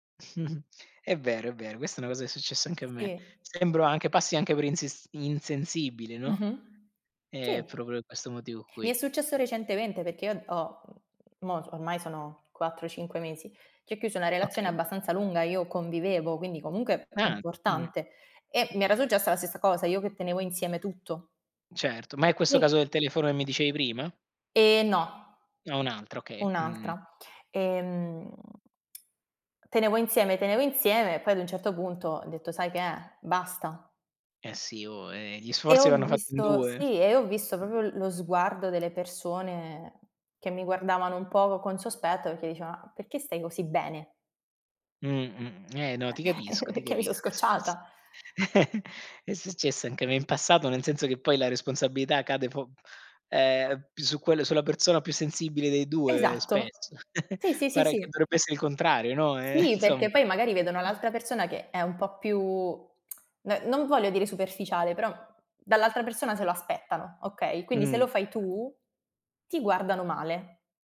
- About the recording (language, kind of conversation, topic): Italian, unstructured, È giusto controllare il telefono del partner per costruire fiducia?
- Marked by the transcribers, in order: laughing while speaking: "Mh-mh"; tapping; tongue click; "proprio" said as "propio"; other background noise; chuckle; laughing while speaking: "pecché mi so scocciata"; "perché" said as "pecché"; chuckle; chuckle; laughing while speaking: "insomma"; tsk